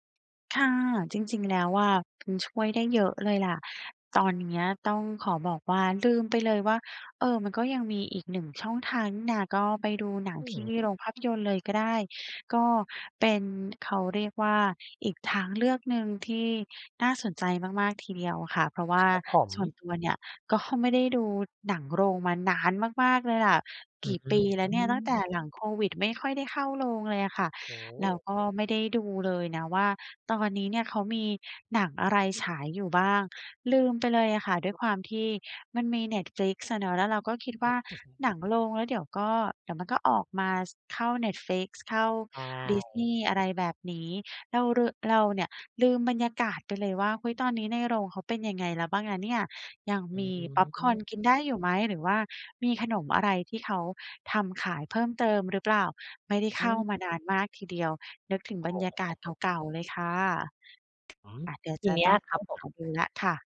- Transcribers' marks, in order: tapping; laughing while speaking: "ก็"; drawn out: "อืม"; other noise; drawn out: "อืม"; unintelligible speech
- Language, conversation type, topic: Thai, advice, เวลาว่างแล้วรู้สึกเบื่อ ควรทำอะไรดี?